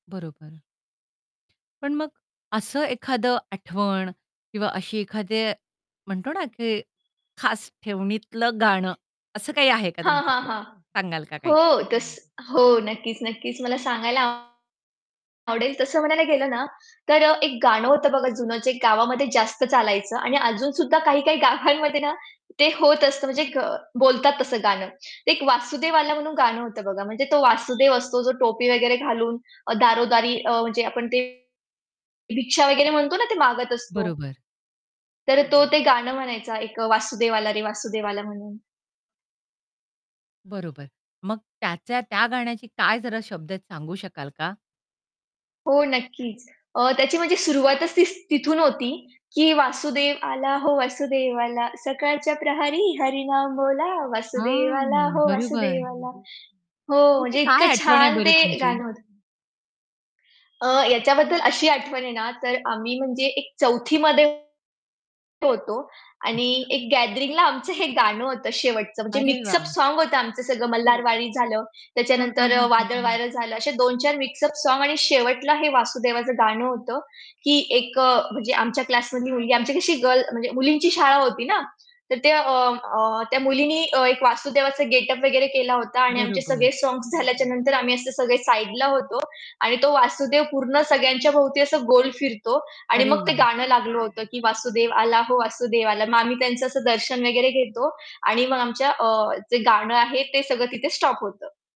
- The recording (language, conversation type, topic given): Marathi, podcast, गावठी संगीत आणि आधुनिक पॉपपैकी तुला कोणते अधिक जवळचे वाटते?
- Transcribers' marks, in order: other background noise; tapping; distorted speech; horn; laughing while speaking: "गावांमध्ये ना"; singing: "वासुदेव आला हो वासुदेव आला … हो वासुदेव आला"; static; background speech